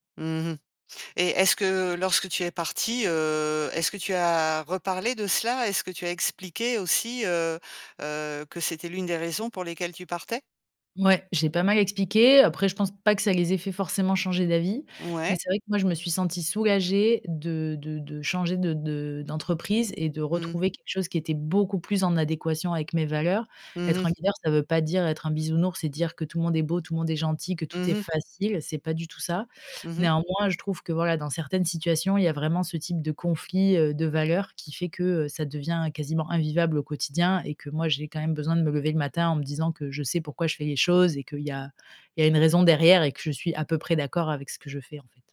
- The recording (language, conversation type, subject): French, podcast, Qu’est-ce qui, pour toi, fait un bon leader ?
- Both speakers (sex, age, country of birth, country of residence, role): female, 35-39, France, France, guest; female, 50-54, France, France, host
- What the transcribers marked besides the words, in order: none